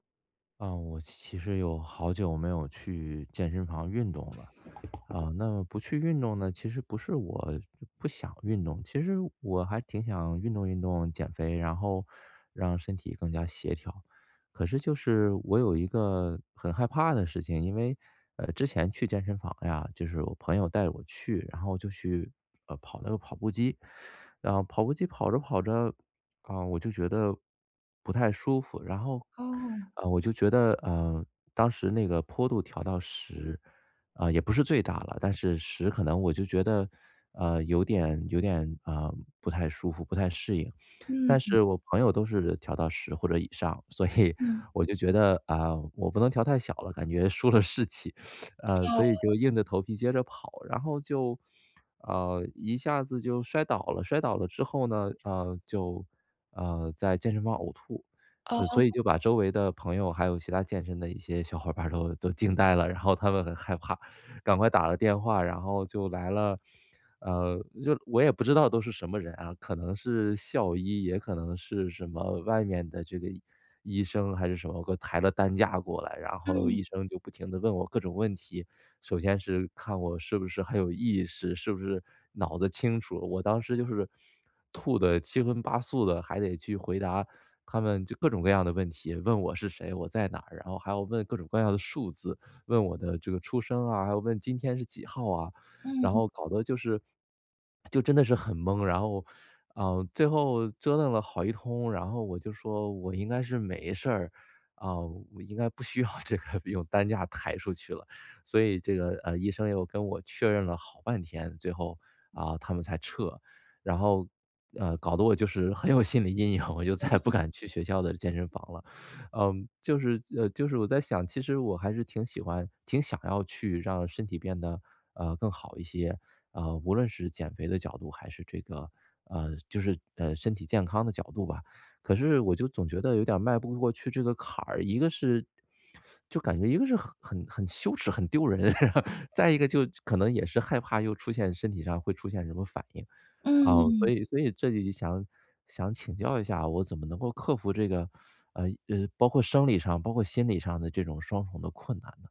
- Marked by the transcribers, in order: other background noise; teeth sucking; laughing while speaking: "所以"; laughing while speaking: "输了士气"; sniff; laughing while speaking: "伙伴儿"; laughing while speaking: "需要这"; laughing while speaking: "很有心理阴影"; teeth sucking; laugh; laughing while speaking: "然后"
- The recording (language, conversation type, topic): Chinese, advice, 我害怕开始运动，该如何迈出第一步？